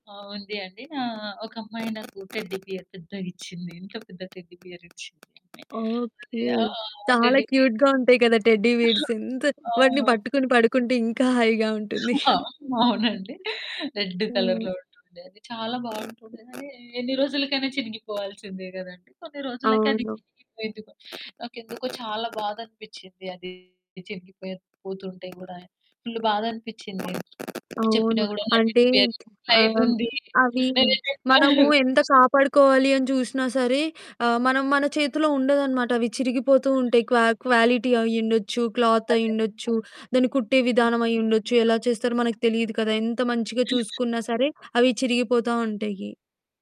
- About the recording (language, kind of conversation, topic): Telugu, podcast, పాత వస్తువును వదిలేయాల్సి వచ్చినప్పుడు మీకు ఎలా అనిపించింది?
- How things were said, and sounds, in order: distorted speech; in English: "టెడ్డీ బేర్"; in English: "టెడ్డీ బేర్"; in English: "క్యూట్‌గా"; in English: "టెడ్డీ బేర్"; in English: "టెడ్డీ బేర్స్"; other background noise; laughing while speaking: "ఆ! అవునండి"; in English: "రెడ్ కలర్‌లో"; chuckle; in English: "టెడ్డీ బేర్"; unintelligible speech; giggle; in English: "క్వా క్వాలిటీ"; unintelligible speech